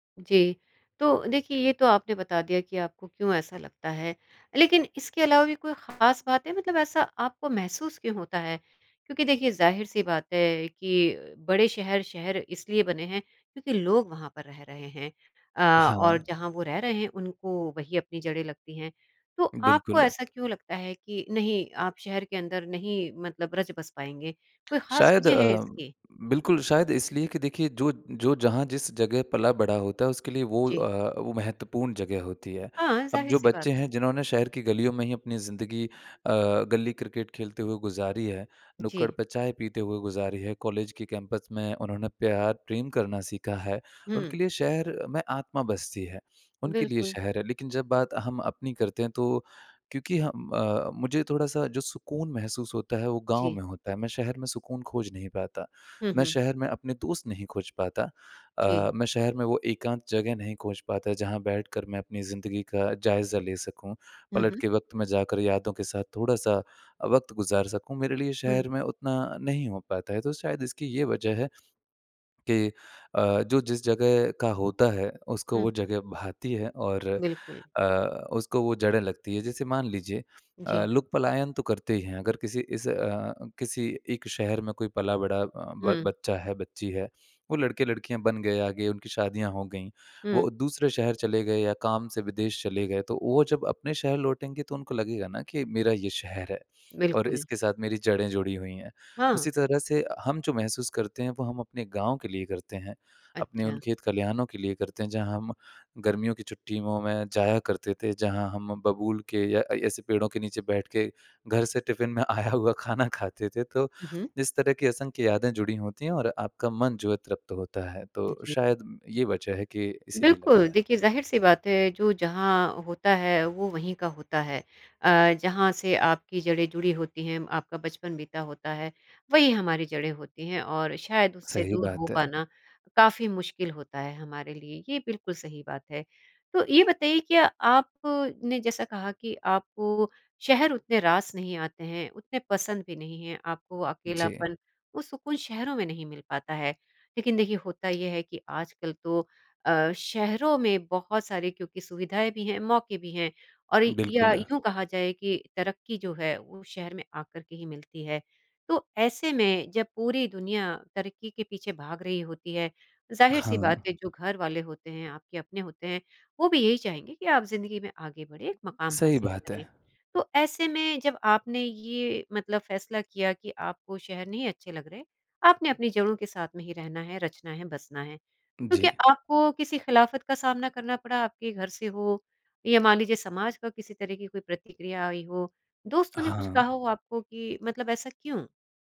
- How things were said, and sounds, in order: in English: "कैंपस"; in English: "टिफ़िन"; laughing while speaking: "आया हुआ खाना"; tapping
- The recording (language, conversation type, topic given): Hindi, podcast, क्या कभी ऐसा हुआ है कि आप अपनी जड़ों से अलग महसूस करते हों?